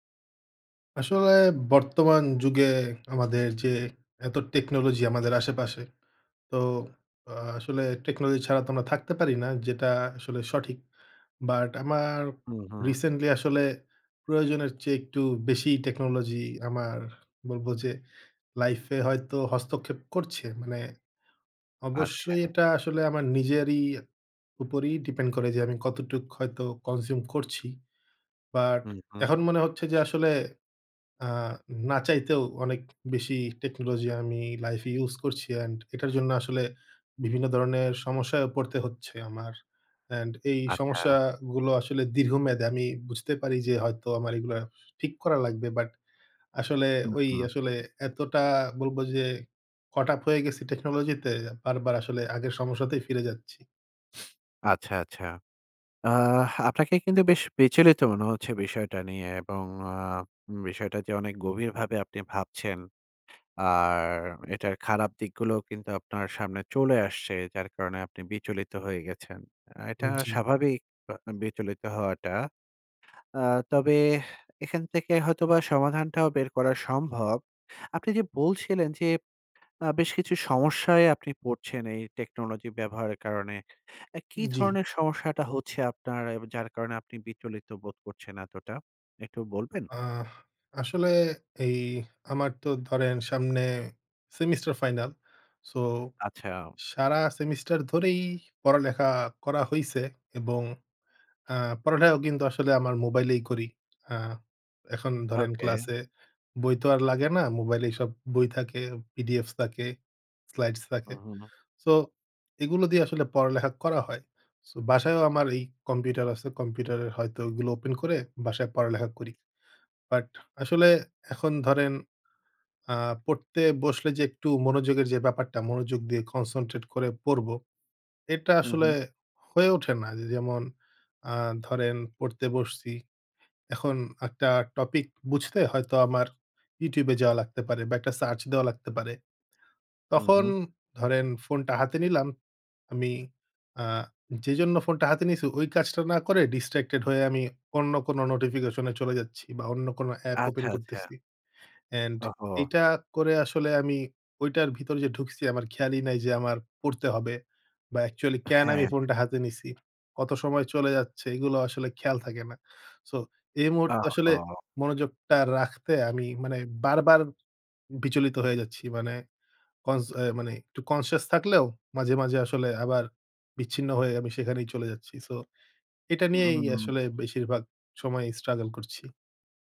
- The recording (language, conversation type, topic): Bengali, advice, বর্তমান মুহূর্তে মনোযোগ ধরে রাখতে আপনার মন বারবার কেন বিচলিত হয়?
- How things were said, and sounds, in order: in English: "depen"; "depend" said as "depen"; in English: "consume"; in English: "caught up"; in English: "slides"; in English: "concontrate"; "concentrate" said as "concontrate"; in English: "distracted"; "কেন" said as "ক্যান"; in English: "conscious"; in English: "struggle"